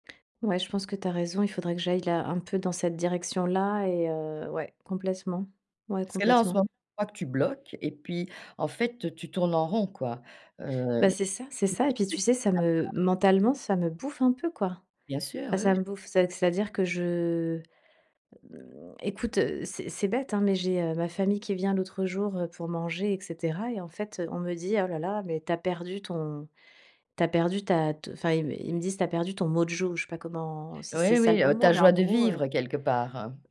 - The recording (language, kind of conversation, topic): French, advice, Comment la planification des repas de la semaine te crée-t-elle une surcharge mentale ?
- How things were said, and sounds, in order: unintelligible speech; unintelligible speech